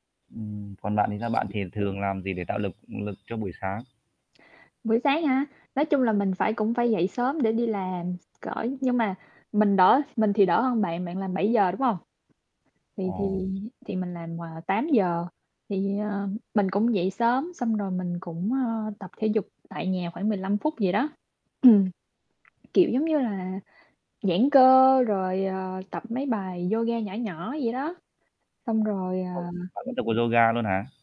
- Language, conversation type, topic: Vietnamese, unstructured, Bạn thường làm gì để tạo động lực cho mình vào mỗi buổi sáng?
- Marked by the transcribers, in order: other background noise; tapping; throat clearing; distorted speech